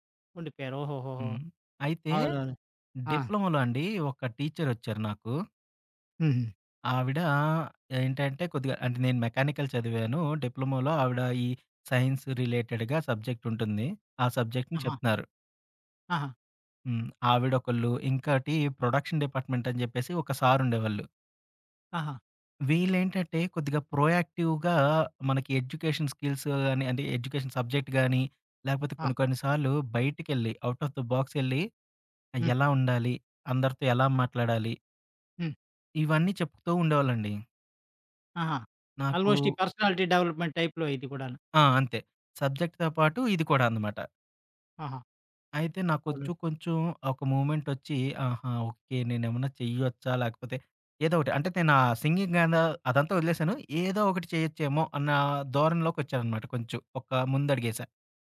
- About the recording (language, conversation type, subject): Telugu, podcast, ఆత్మవిశ్వాసం తగ్గినప్పుడు దానిని మళ్లీ ఎలా పెంచుకుంటారు?
- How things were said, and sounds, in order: in English: "డిప్లొమాలో"; in English: "మెకానికల్"; in English: "డిప్లొమాలో"; in English: "సైన్స్ రిలేటెడ్‌గా"; in English: "సబ్జెక్ట్‌ని"; in English: "ప్రొడక్షన్"; in English: "ప్రొయాక్టివ్‌గా"; in English: "ఎడ్యుకేషన్ స్కిల్స్"; in English: "ఎడ్యుకేషన్ సబ్జెక్ట్"; in English: "ఔట్ ఆఫ్ ది"; in English: "ఆల్మోస్ట్"; in English: "పర్సనాలిటీ డెవలప్మెంట్ టైప్‌లో"; in English: "సబ్జెక్ట్‌తో"; in English: "సింగింగ్"